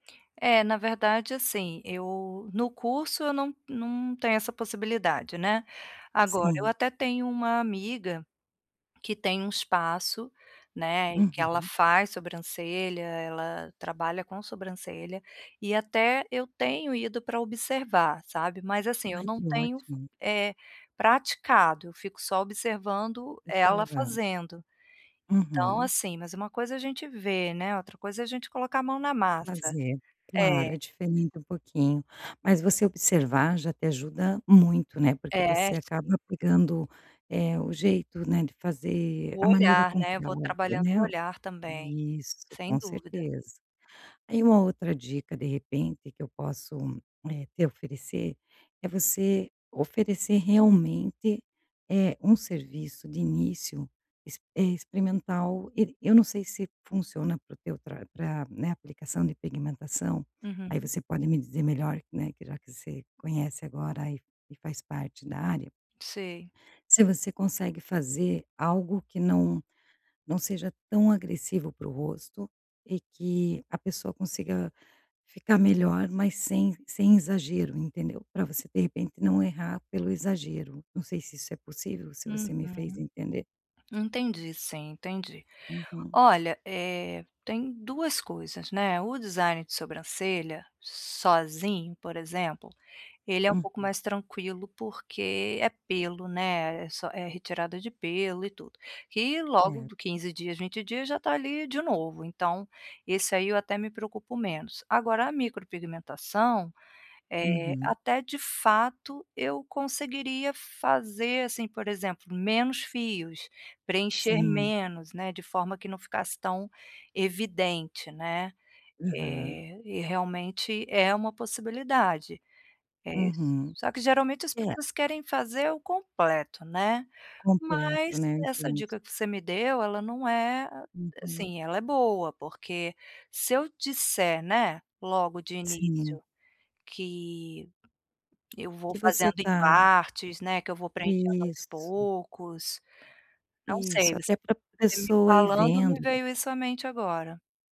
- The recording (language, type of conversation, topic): Portuguese, advice, Como posso parar de ter medo de errar e começar a me arriscar para tentar coisas novas?
- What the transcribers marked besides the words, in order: none